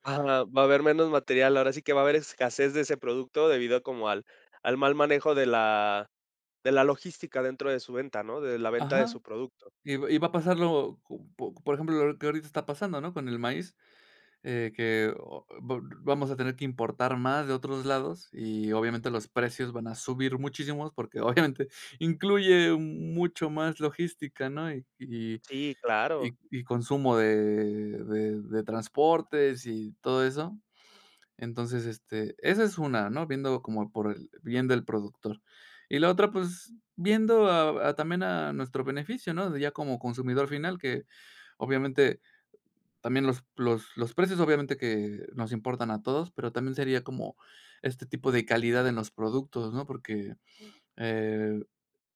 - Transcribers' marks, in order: none
- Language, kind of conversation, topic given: Spanish, podcast, ¿Qué opinas sobre comprar directo al productor?
- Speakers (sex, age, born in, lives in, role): male, 30-34, Mexico, Mexico, guest; male, 30-34, Mexico, Mexico, host